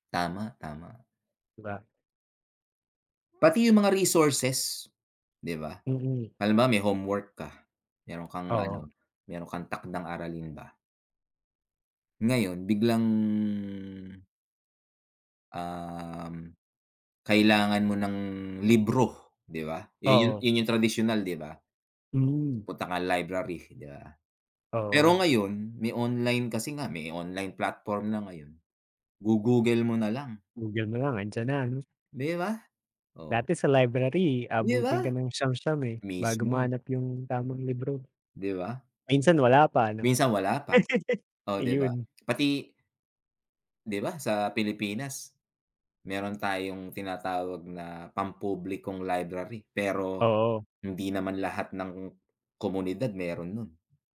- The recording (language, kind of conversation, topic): Filipino, unstructured, Paano nagbago ang paraan ng pag-aaral dahil sa mga plataporma sa internet para sa pagkatuto?
- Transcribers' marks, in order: tapping; drawn out: "biglang"; other background noise; laugh